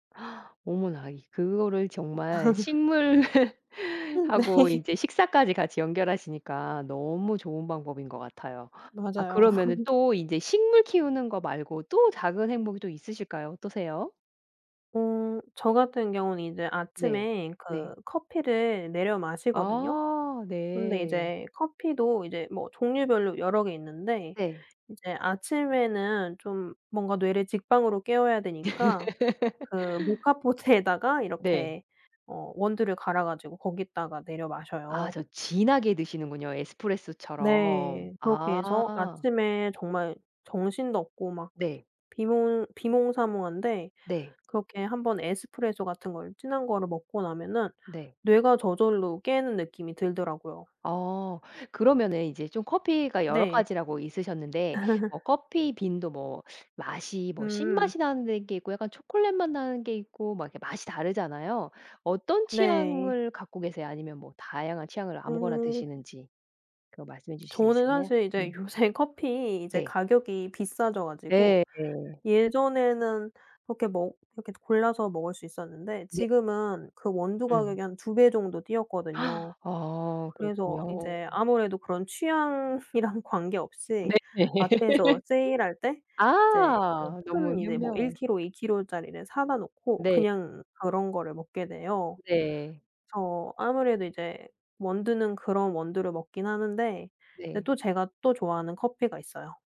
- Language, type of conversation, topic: Korean, podcast, 집에서 느끼는 작은 행복은 어떤 건가요?
- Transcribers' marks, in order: gasp; laughing while speaking: "식물하고"; laugh; laughing while speaking: "네"; other background noise; laugh; laugh; laughing while speaking: "모카포트에다가"; tapping; laugh; gasp; laugh